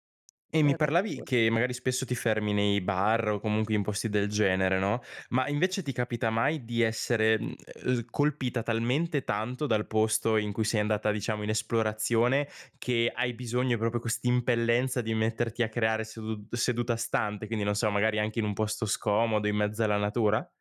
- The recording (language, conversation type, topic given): Italian, podcast, Hai una routine o un rito prima di metterti a creare?
- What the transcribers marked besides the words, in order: other background noise; "proprio" said as "propro"